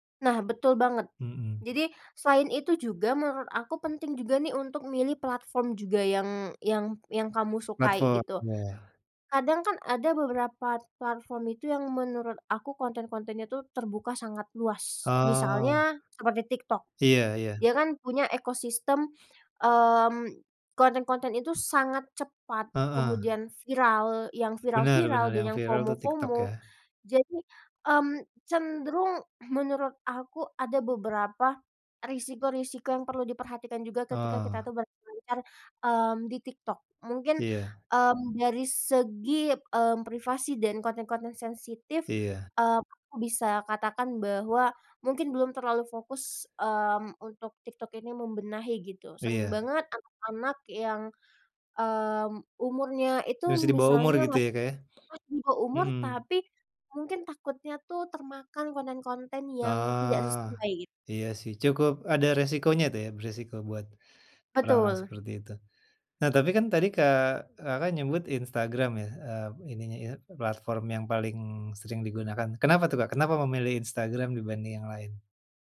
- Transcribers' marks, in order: other background noise; in English: "FOMO-FOMO"; unintelligible speech
- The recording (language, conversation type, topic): Indonesian, podcast, Menurutmu, media sosial lebih banyak memberi manfaat atau justru membawa kerugian?